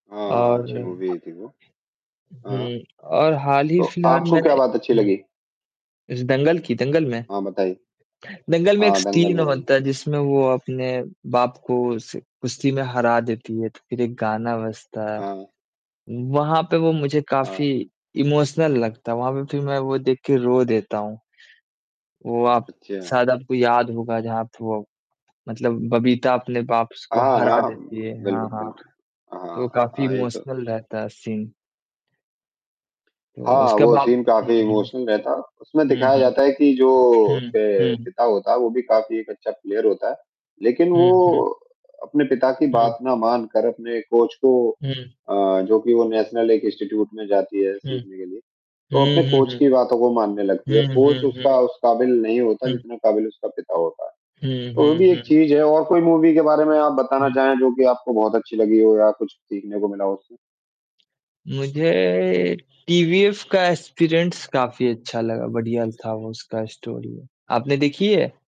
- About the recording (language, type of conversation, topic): Hindi, unstructured, आपको कौन-सी फिल्म सबसे ज़्यादा प्रेरित करती है?
- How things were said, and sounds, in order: static; other background noise; in English: "मूवी"; tapping; in English: "सीन"; in English: "मूवी"; in English: "इमोशनल"; distorted speech; in English: "इमोशनल"; in English: "सीन"; in English: "सीन"; in English: "इमोशनल"; in English: "प्लेयर"; in English: "कोच"; in English: "नेशनल"; in English: "इंस्टीट्यूट"; in English: "कोच"; in English: "कोच"; in English: "मूवी"; in English: "स्टोरी"